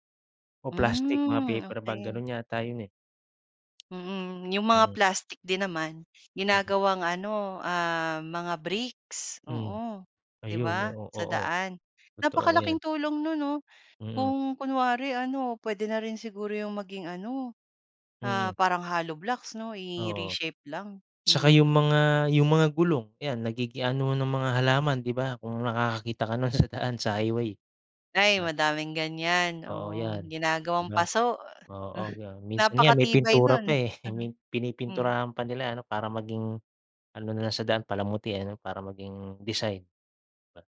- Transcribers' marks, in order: chuckle
- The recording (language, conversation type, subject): Filipino, podcast, Ano ang mga simpleng bagay na puwedeng gawin ng pamilya para makatulong sa kalikasan?